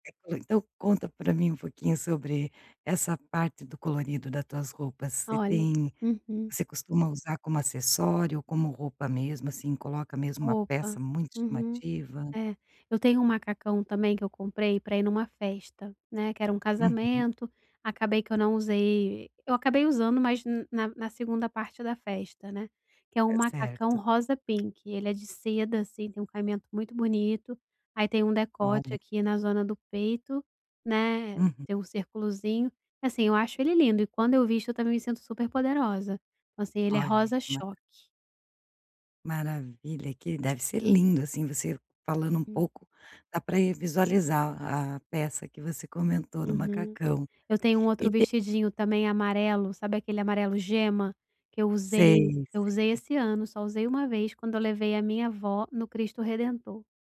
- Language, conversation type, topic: Portuguese, podcast, Como as cores das roupas influenciam seu estado de espírito?
- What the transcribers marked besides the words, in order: other background noise; tapping; in English: "pink"